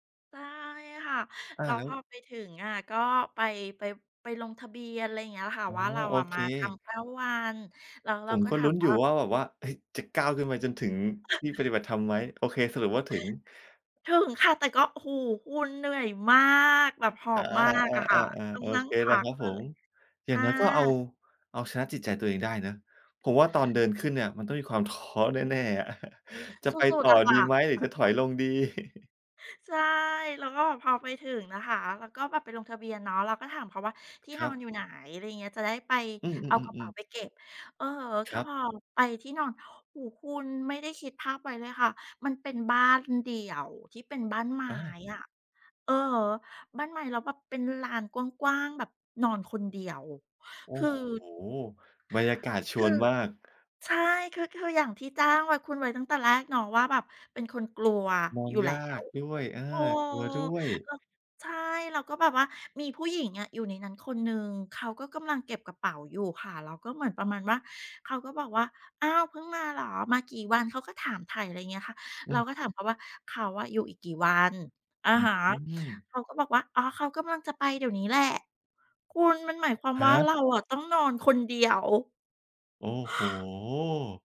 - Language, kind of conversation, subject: Thai, podcast, คุณเคยได้รับความเมตตาจากคนแปลกหน้าบ้างไหม เล่าให้ฟังหน่อยได้ไหม?
- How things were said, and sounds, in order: background speech; other background noise; stressed: "มาก"; stressed: "ท้อ"; chuckle; chuckle; tapping